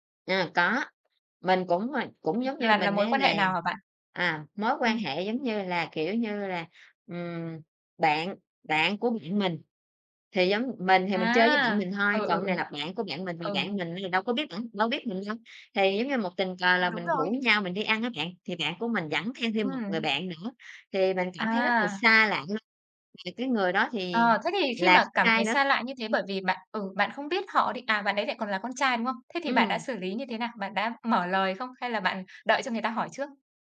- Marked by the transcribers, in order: other background noise; tapping
- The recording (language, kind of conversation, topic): Vietnamese, podcast, Bạn bắt chuyện với người mới quen như thế nào?
- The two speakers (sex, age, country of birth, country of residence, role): female, 25-29, Vietnam, Vietnam, host; female, 30-34, Vietnam, Vietnam, guest